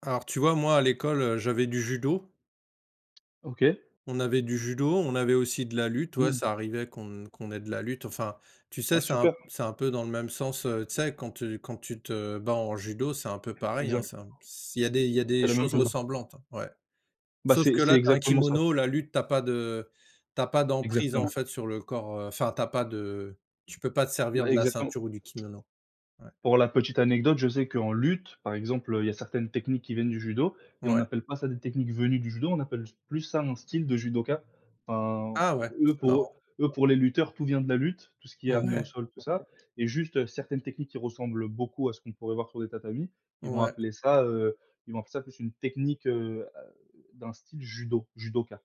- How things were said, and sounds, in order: tapping; stressed: "venues"
- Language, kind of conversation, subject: French, unstructured, Quel sport aimerais-tu essayer si tu avais le temps ?